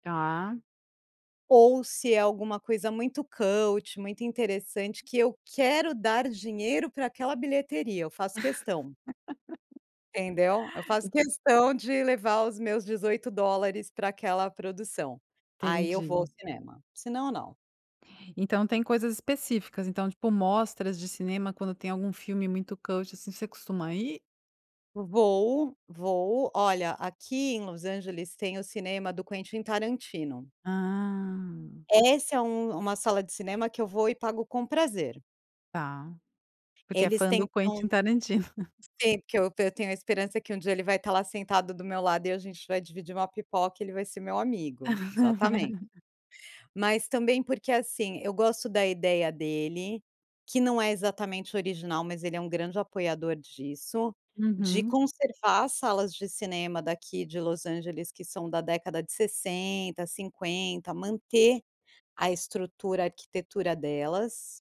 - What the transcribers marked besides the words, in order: in English: "cult"; other background noise; laugh; tapping; in English: "cult"; drawn out: "Ah"; chuckle; laugh
- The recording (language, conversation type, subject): Portuguese, podcast, Como era ir ao cinema quando você era criança?